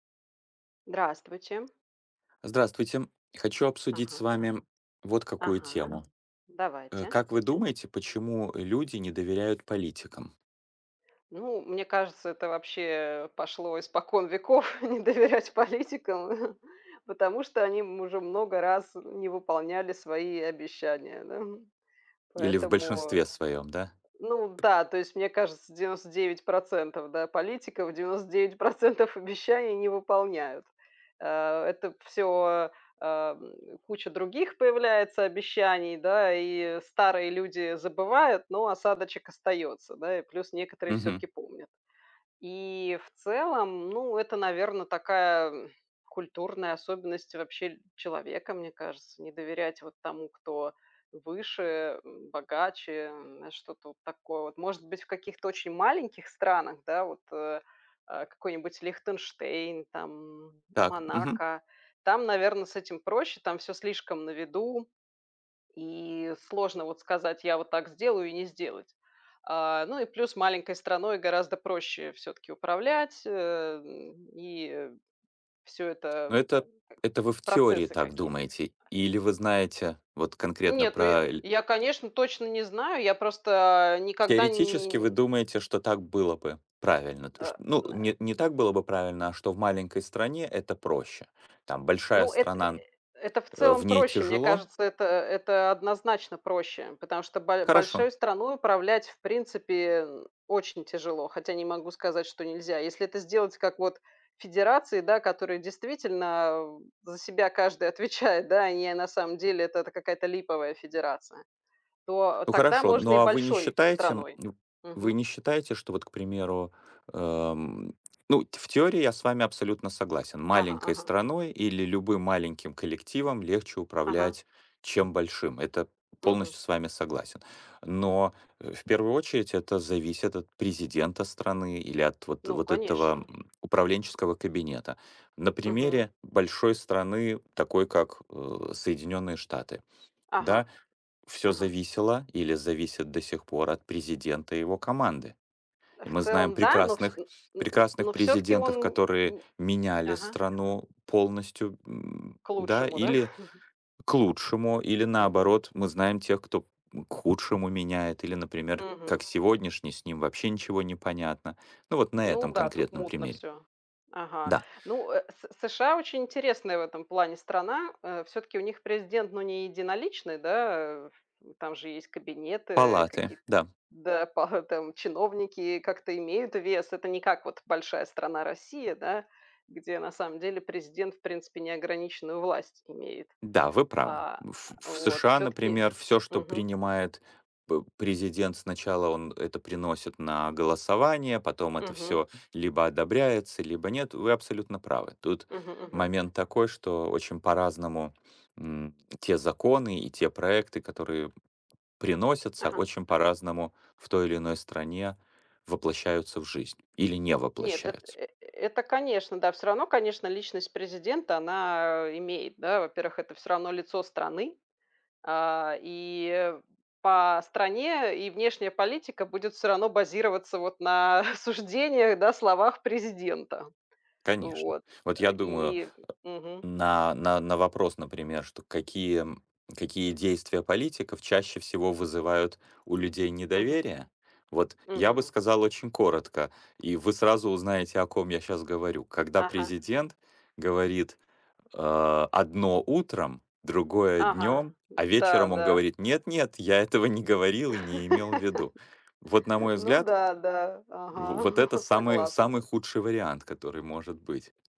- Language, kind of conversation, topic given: Russian, unstructured, Как вы думаете, почему люди не доверяют политикам?
- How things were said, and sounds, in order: tapping; other background noise; laughing while speaking: "- не доверять политикам, э, хм"; laughing while speaking: "девяносто девять процентов"; laughing while speaking: "отвечает"; chuckle; background speech; laughing while speaking: "пара"; laughing while speaking: "суждениях"; laugh; chuckle